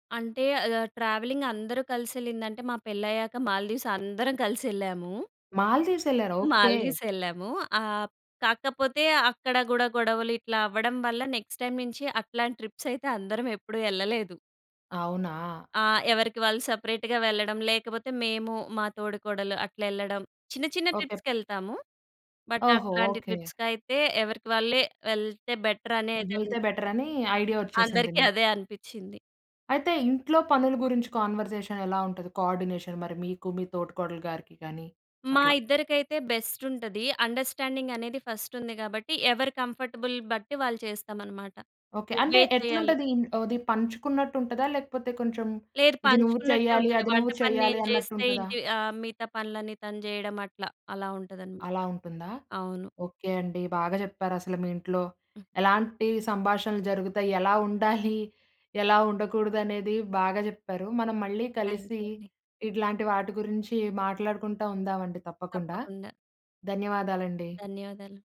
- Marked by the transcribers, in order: in English: "ట్రావెలింగ్"; in English: "నెక్స్ట్ టైమ్"; in English: "సపరేట్‌గా"; in English: "బట్"; in English: "కోఆర్‌డినేషన్"; in English: "కంఫర్టబుల్"; in English: "థాంక్యూ"
- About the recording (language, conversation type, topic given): Telugu, podcast, మీ ఇంట్లో రోజువారీ సంభాషణలు ఎలా సాగుతాయి?